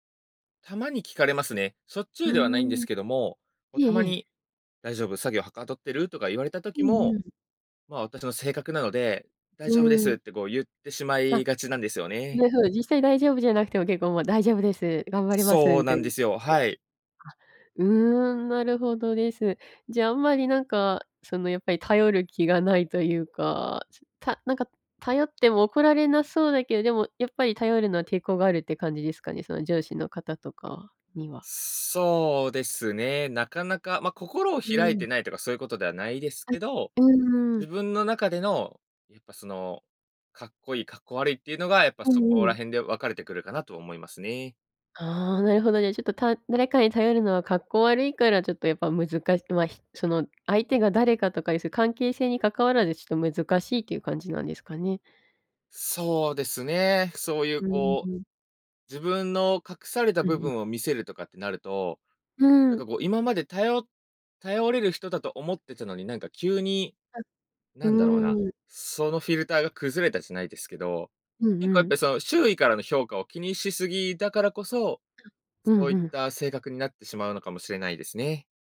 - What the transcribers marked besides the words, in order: other noise
- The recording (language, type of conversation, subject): Japanese, advice, なぜ私は人に頼らずに全部抱え込み、燃え尽きてしまうのでしょうか？